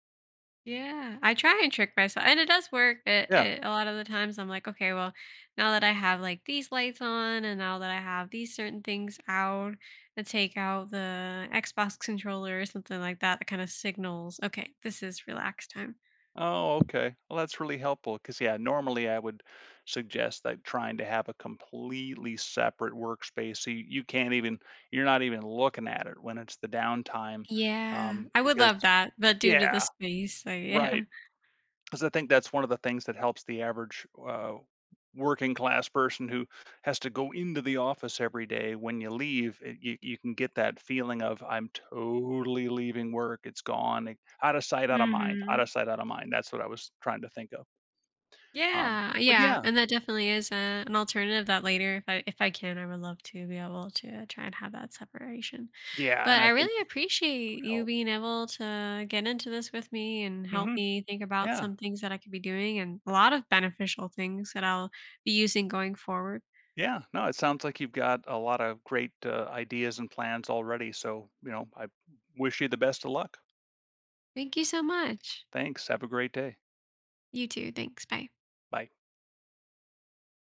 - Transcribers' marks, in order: other background noise; laughing while speaking: "yeah"; drawn out: "totally"
- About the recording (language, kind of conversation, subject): English, advice, How can I better balance my work schedule and personal life?